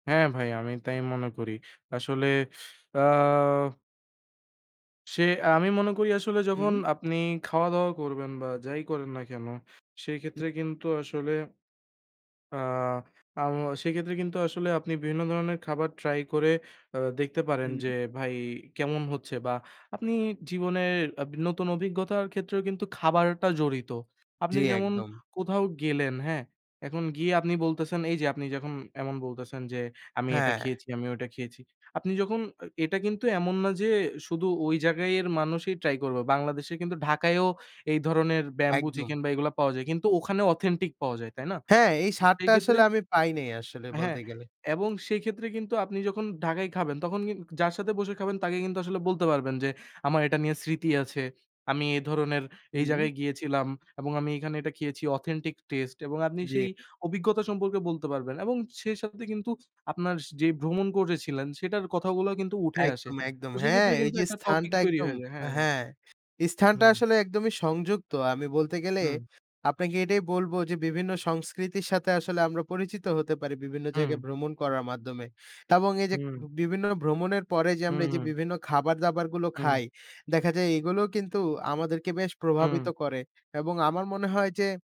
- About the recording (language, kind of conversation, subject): Bengali, unstructured, কোন খাবারটি আপনার স্মৃতিতে বিশেষ স্থান করে নিয়েছে?
- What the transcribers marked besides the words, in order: tapping